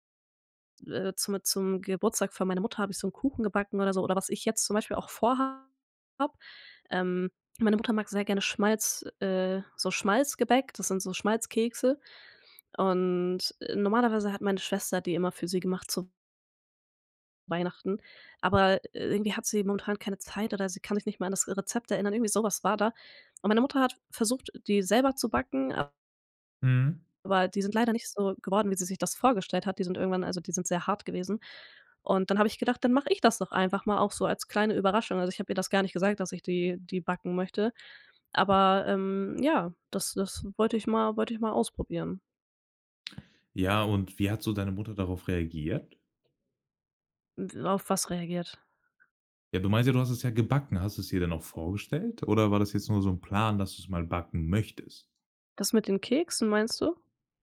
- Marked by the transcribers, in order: other background noise; other noise; stressed: "möchtest?"
- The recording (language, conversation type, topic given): German, podcast, Was begeistert dich am Kochen für andere Menschen?